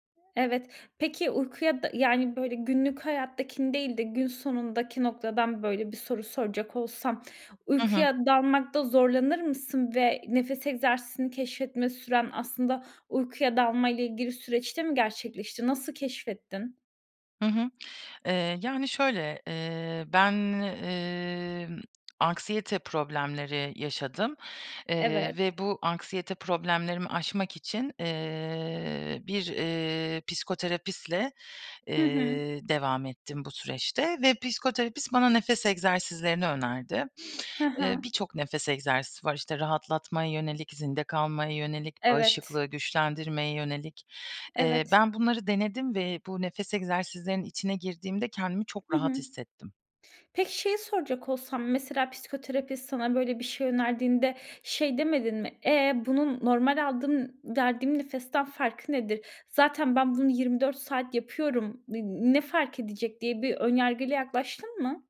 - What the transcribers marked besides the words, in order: none
- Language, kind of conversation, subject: Turkish, podcast, Kullanabileceğimiz nefes egzersizleri nelerdir, bizimle paylaşır mısın?